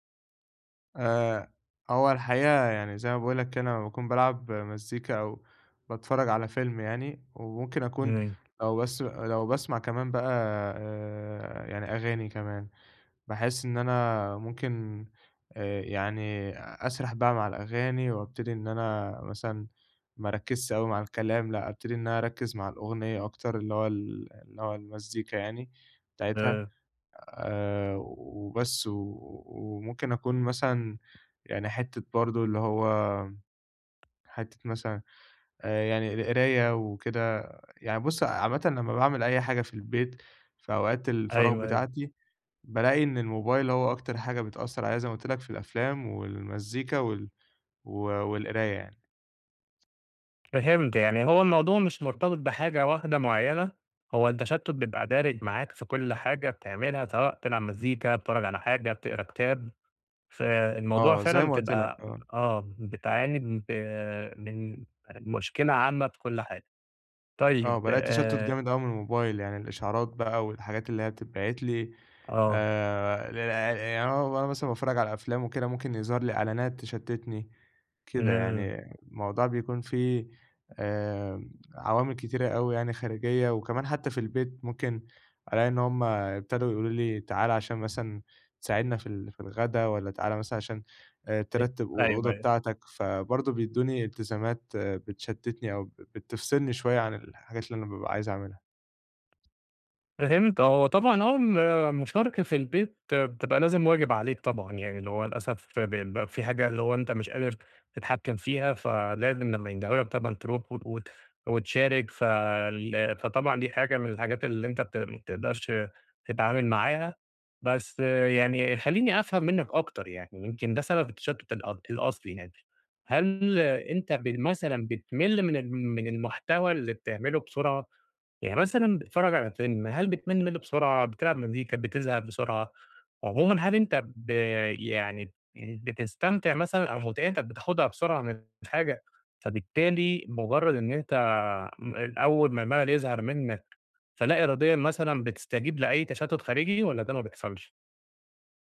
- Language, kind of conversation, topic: Arabic, advice, ليه بقيت بتشتت ومش قادر أستمتع بالأفلام والمزيكا والكتب في البيت؟
- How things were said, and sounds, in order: unintelligible speech; tapping; unintelligible speech; unintelligible speech